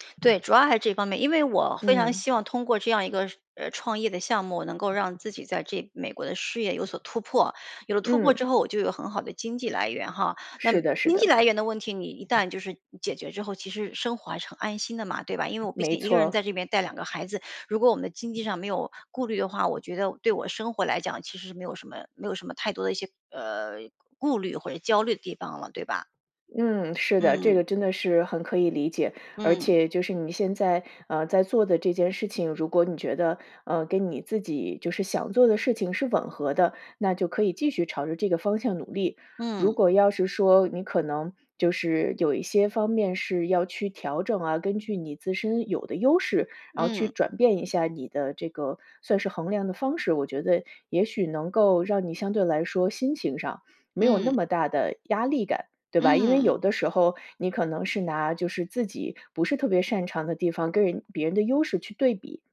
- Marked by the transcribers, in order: other background noise; tapping
- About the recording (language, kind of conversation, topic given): Chinese, advice, 我定的目标太高，觉得不现实又很沮丧，该怎么办？